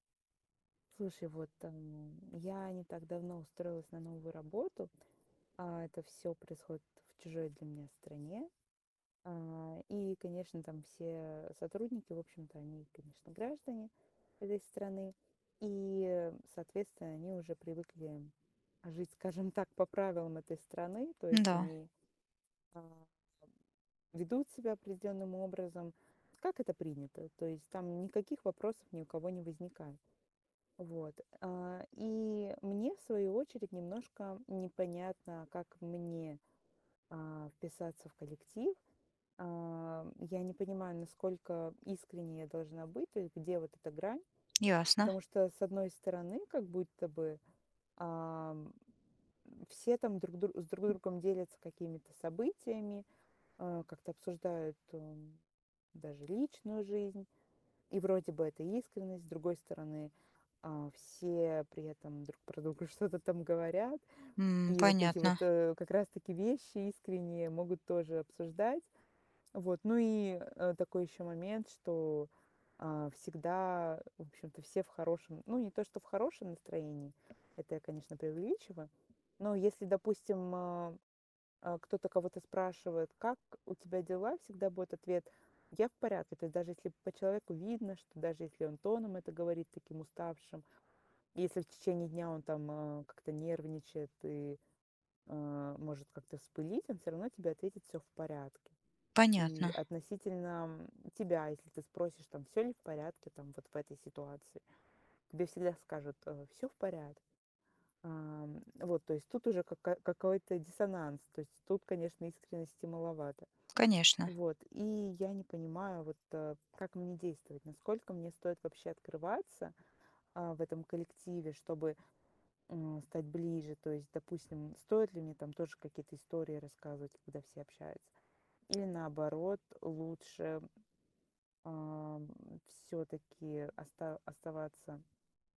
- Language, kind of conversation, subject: Russian, advice, Как мне сочетать искренность с желанием вписаться в новый коллектив, не теряя себя?
- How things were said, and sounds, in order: other background noise; tapping